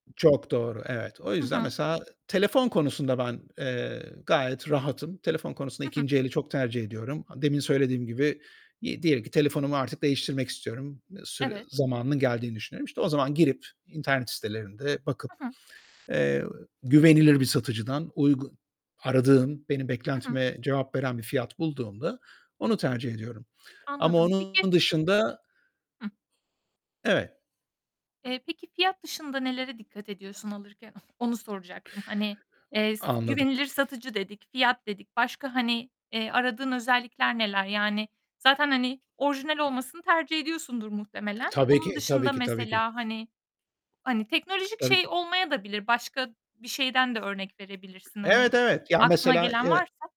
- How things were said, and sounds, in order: tapping; static; distorted speech; other background noise; sniff
- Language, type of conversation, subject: Turkish, podcast, Vintage mi yoksa ikinci el mi tercih edersin, neden?